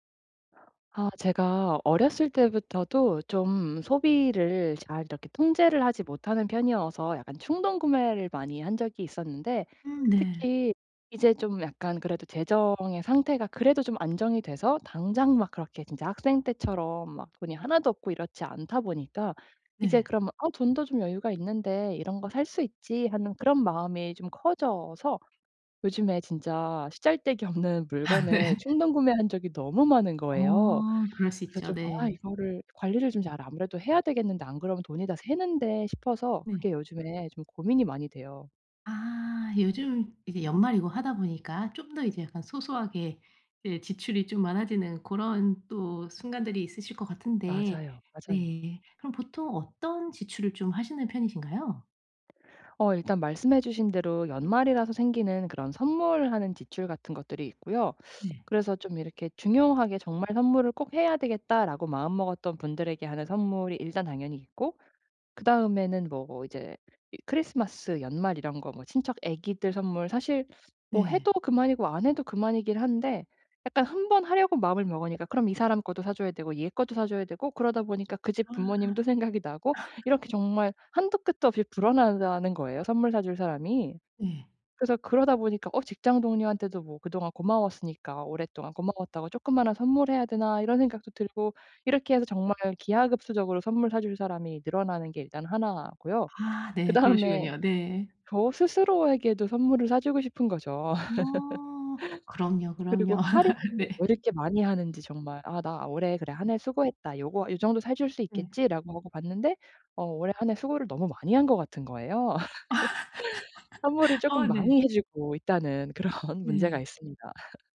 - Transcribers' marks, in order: laughing while speaking: "없는"; laughing while speaking: "아 네"; other background noise; laugh; laughing while speaking: "그다음에"; laugh; laughing while speaking: "네"; laugh; laughing while speaking: "그런"; laugh
- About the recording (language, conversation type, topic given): Korean, advice, 지출을 통제하기가 어려워서 걱정되는데, 어떻게 하면 좋을까요?